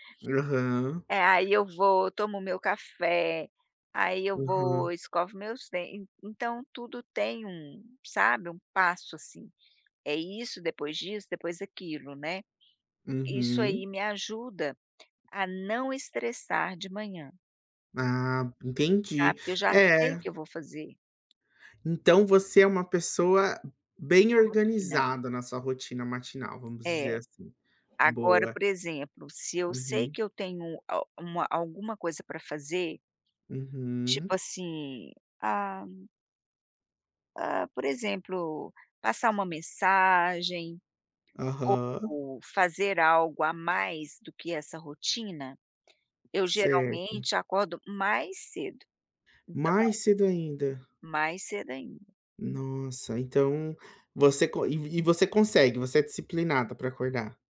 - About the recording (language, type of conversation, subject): Portuguese, podcast, Que rotina matinal te ajuda a começar o dia sem estresse?
- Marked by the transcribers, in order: tapping; other background noise